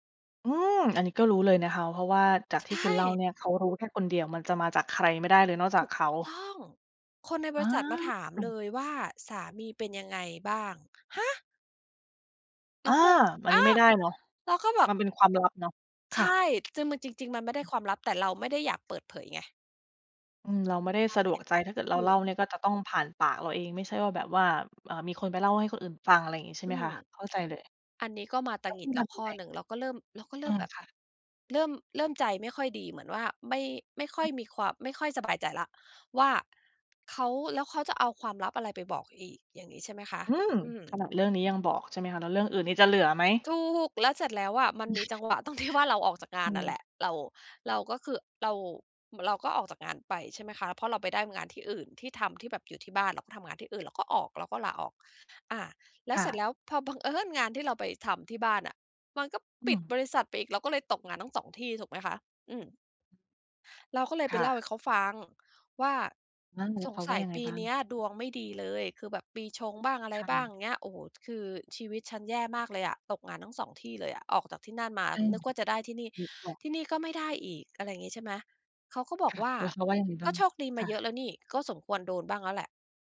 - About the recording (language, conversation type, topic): Thai, podcast, เมื่อความไว้ใจหายไป ควรเริ่มฟื้นฟูจากตรงไหนก่อน?
- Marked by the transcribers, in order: surprised: "ฮะ !"; tapping; "คือ" said as "จือ"; other background noise; chuckle; laughing while speaking: "ที่"